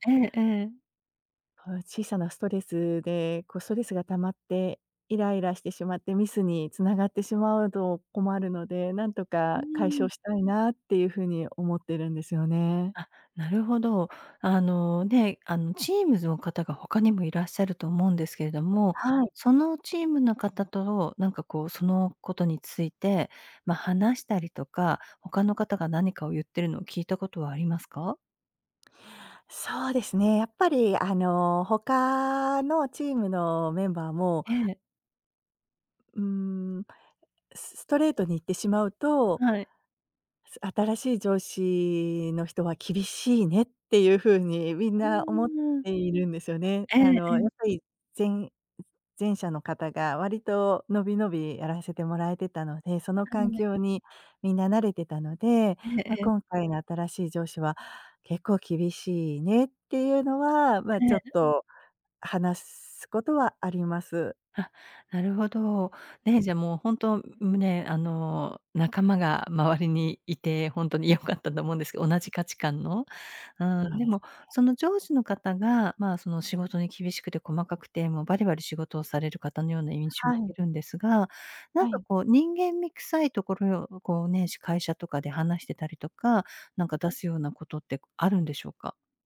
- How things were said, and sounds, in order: other background noise; tapping; laughing while speaking: "良かったと"
- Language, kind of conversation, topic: Japanese, advice, 上司が交代して仕事の進め方が変わり戸惑っていますが、どう対処すればよいですか？
- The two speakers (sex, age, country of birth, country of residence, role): female, 50-54, Japan, United States, user; female, 55-59, Japan, United States, advisor